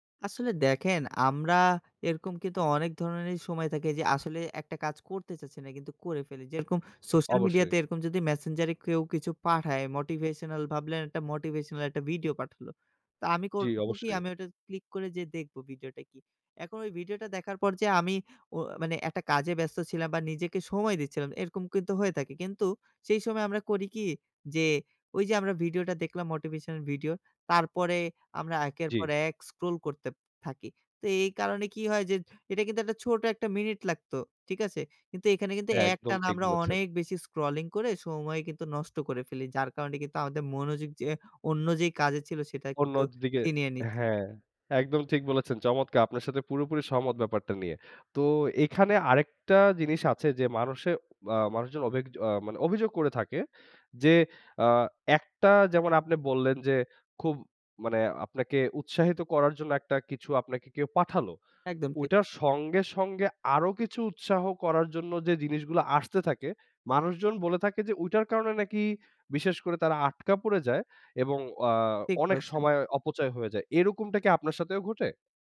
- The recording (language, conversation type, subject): Bengali, podcast, সোশ্যাল মিডিয়া আপনার মনোযোগ কীভাবে কেড়ে নিচ্ছে?
- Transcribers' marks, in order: tapping; in English: "motivational"; in English: "motivational"; in English: "motivational"; in English: "scroll"; in English: "scrolling"